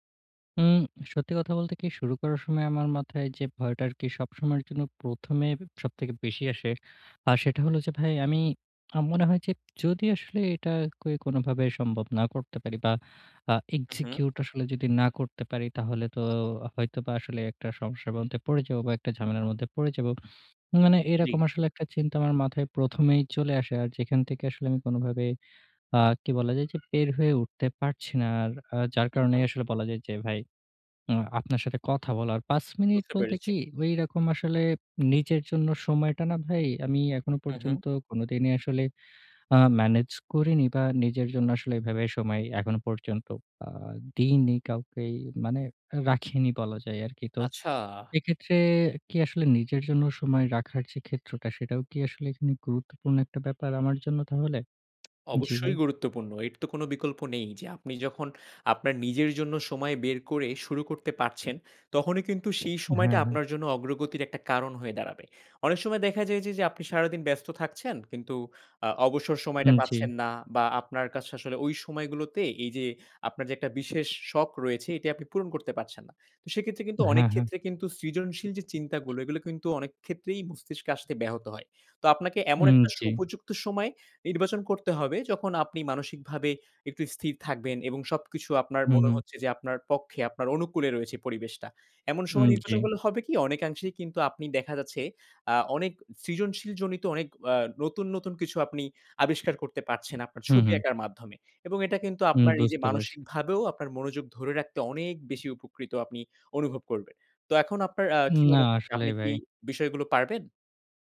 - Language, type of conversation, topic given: Bengali, advice, নতুন কোনো শখ শুরু করতে গিয়ে ব্যর্থতার ভয় পেলে বা অনুপ্রেরণা হারিয়ে ফেললে আমি কী করব?
- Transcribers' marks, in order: in English: "execute"; other noise; horn; "উপযুক্ত" said as "সুপযুক্ত"